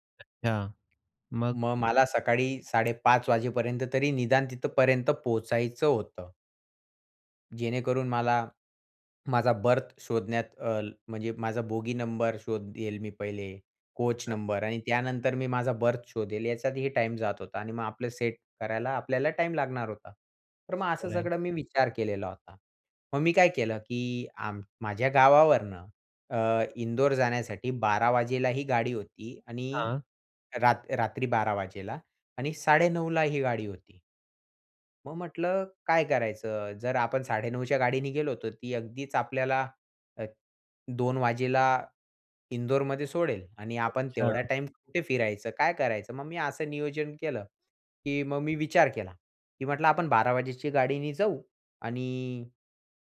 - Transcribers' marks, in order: tapping; in English: "बर्थ"; in English: "बोगी नंबर"; unintelligible speech; in English: "बर्थ"; other background noise
- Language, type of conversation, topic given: Marathi, podcast, तुम्ही कधी फ्लाइट किंवा ट्रेन चुकवली आहे का, आणि तो अनुभव सांगू शकाल का?